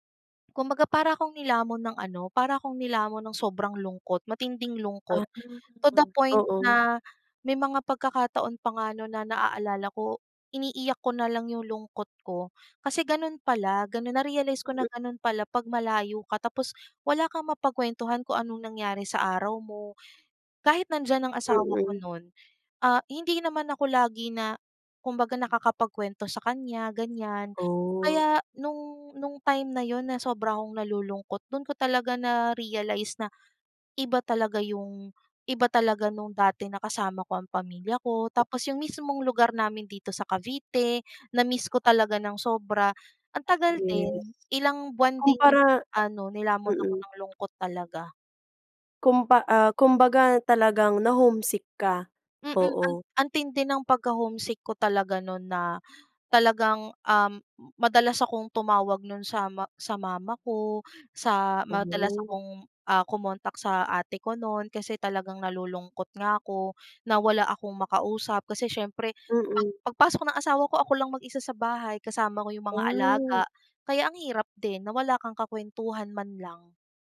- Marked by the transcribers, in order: other background noise; in English: "to the point"; tapping
- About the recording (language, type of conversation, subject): Filipino, podcast, Ano ang papel ng pamilya o mga kaibigan sa iyong kalusugan at kabutihang-pangkalahatan?